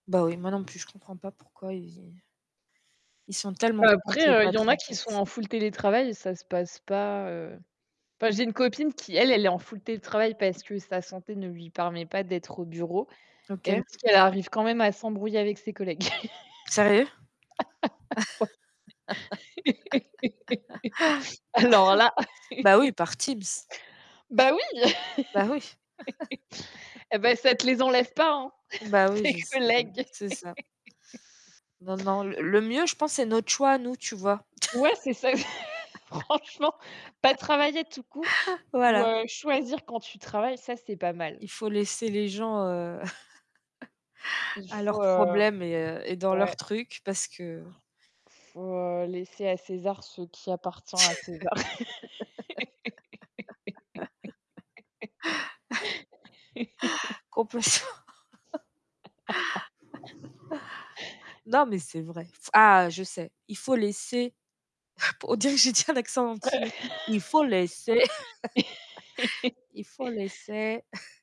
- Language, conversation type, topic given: French, unstructured, Quels sont les avantages et les inconvénients du télétravail ?
- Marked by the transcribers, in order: static; tapping; distorted speech; in English: "full"; in English: "full"; other background noise; laugh; laugh; laughing while speaking: "Ouais. Alors là"; laugh; chuckle; chuckle; laughing while speaking: "tes collègues"; laugh; chuckle; laughing while speaking: "Franchement"; laugh; chuckle; laugh; laughing while speaking: "Compulsion"; chuckle; laugh; put-on voice: "Il faut laisser"; laugh; laughing while speaking: "que j'ai dit un accent"; put-on voice: "Il faut laisser. Il faut laisser"; laugh; chuckle; chuckle